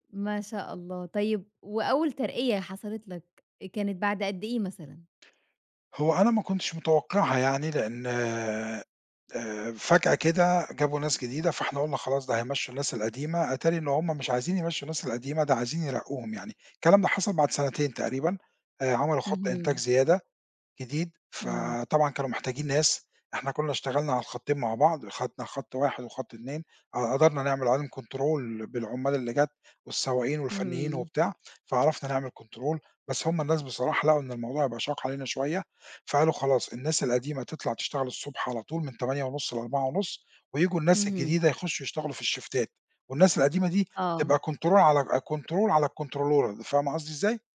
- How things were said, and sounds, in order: in English: "control"; in English: "control"; in English: "الشيفتات"; in English: "control"; in English: "control"; in English: "الcontrol"
- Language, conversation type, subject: Arabic, podcast, إيه نصيحتك لخريج جديد داخل سوق الشغل؟